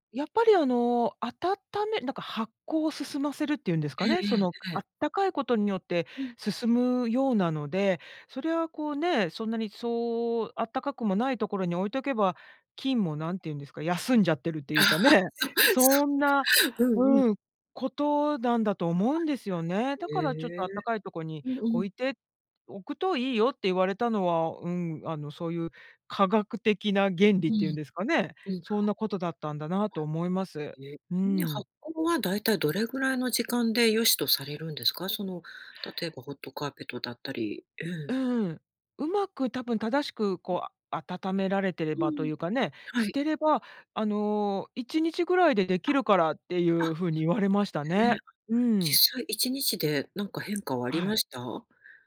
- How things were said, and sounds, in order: laugh; laughing while speaking: "ね"
- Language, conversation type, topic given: Japanese, podcast, 自宅で発酵食品を作ったことはありますか？